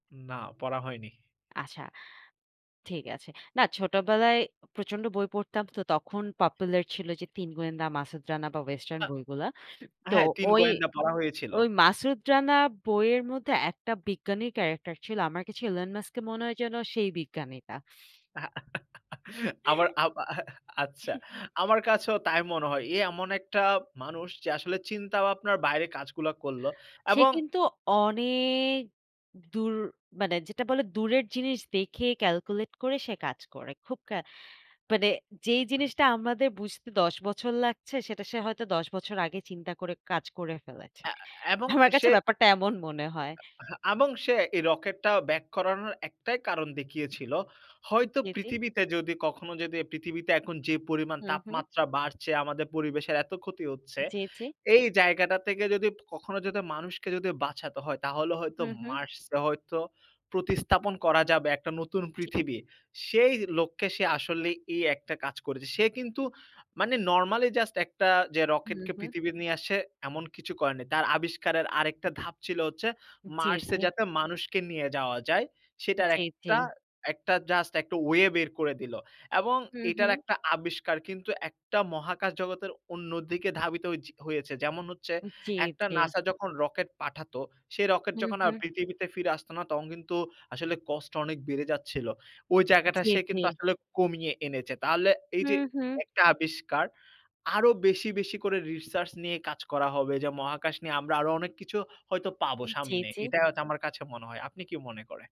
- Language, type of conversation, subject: Bengali, unstructured, কোন বৈজ্ঞানিক আবিষ্কার আপনাকে সবচেয়ে বেশি অবাক করেছে?
- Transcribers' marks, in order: tapping; other background noise; chuckle; drawn out: "অনেক"; other noise; "এবং" said as "আবং"